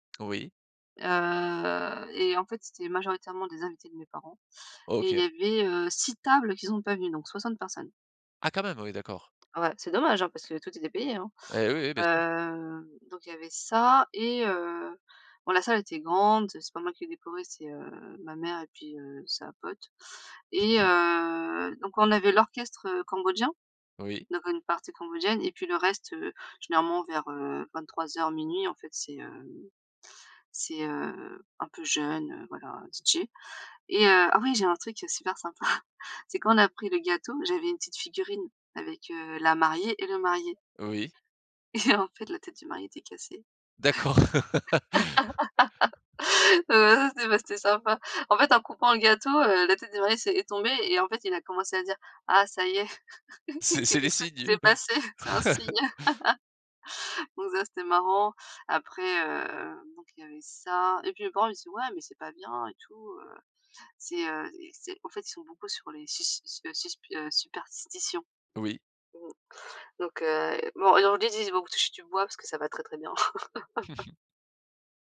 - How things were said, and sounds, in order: drawn out: "Heu"; other background noise; drawn out: "Heu"; stressed: "ça"; laughing while speaking: "Mmh mh"; drawn out: "heu"; laugh; laugh; laughing while speaking: "Heu bah ça c'était bah c'était sympa"; laugh; chuckle; laughing while speaking: "il y a quelque chose qui s'est passé, c'est un signe"; laugh; drawn out: "heu"; "superstitions" said as "supersistitions"; laugh
- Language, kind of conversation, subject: French, podcast, Parle-nous de ton mariage ou d’une cérémonie importante : qu’est-ce qui t’a le plus marqué ?